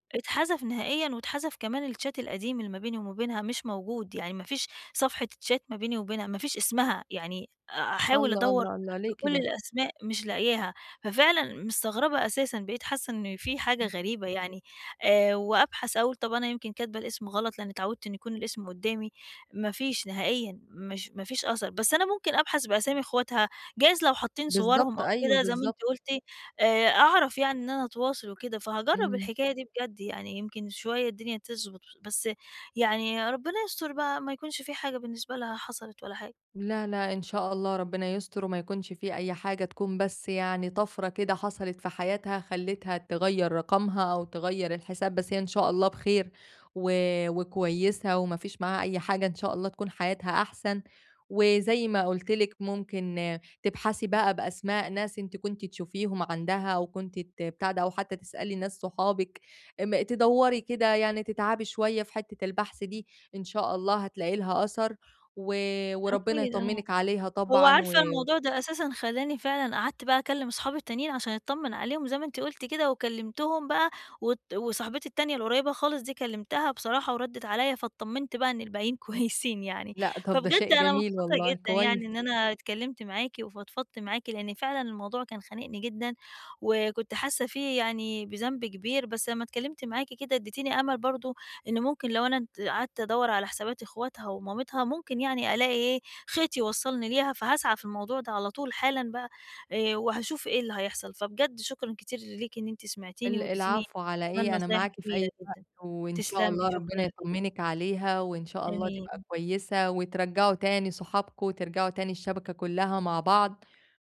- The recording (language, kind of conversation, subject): Arabic, advice, إزاي أرجع أتواصل مع صحابي بعد تغييرات كبيرة حصلت في حياتي؟
- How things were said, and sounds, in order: in English: "الchat"; in English: "chat"; laughing while speaking: "كويسين"; other background noise